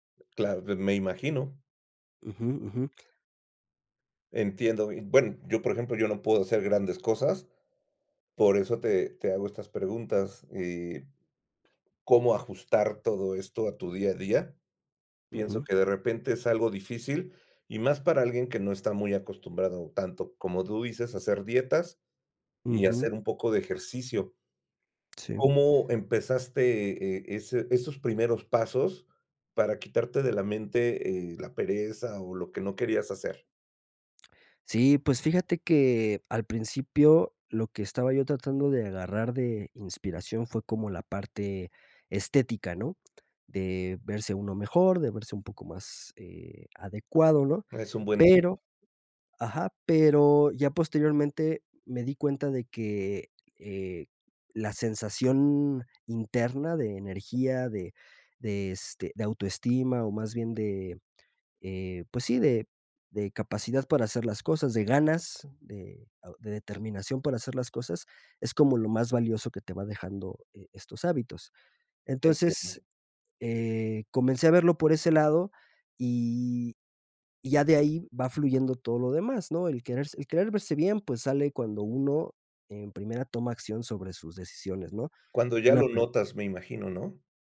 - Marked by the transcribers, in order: other noise
- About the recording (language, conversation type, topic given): Spanish, podcast, ¿Qué pequeños cambios han marcado una gran diferencia en tu salud?